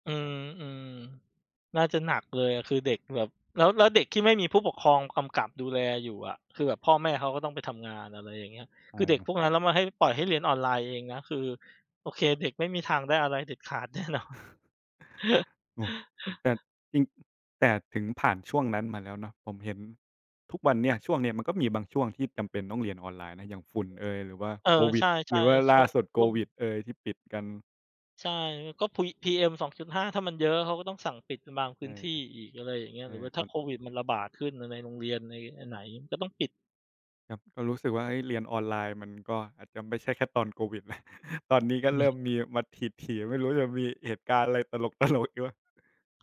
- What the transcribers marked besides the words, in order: other background noise; laughing while speaking: "แน่นอน"; laugh; chuckle; laughing while speaking: "ตลก"; other noise
- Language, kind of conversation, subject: Thai, unstructured, คุณคิดว่าการเรียนออนไลน์ดีกว่าการเรียนในห้องเรียนหรือไม่?